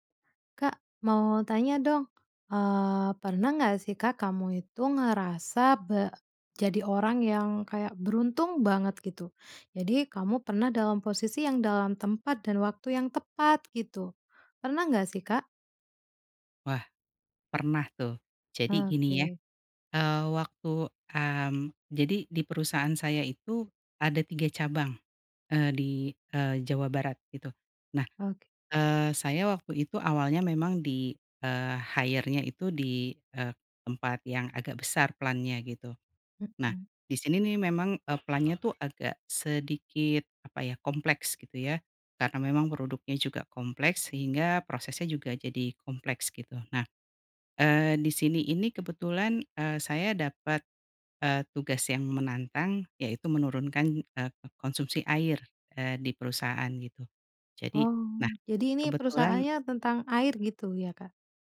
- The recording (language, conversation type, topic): Indonesian, podcast, Apakah kamu pernah mendapat kesempatan karena berada di tempat yang tepat pada waktu yang tepat?
- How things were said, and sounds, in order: in English: "hire-nya"; in English: "plant-nya"; other background noise; in English: "plant-nya"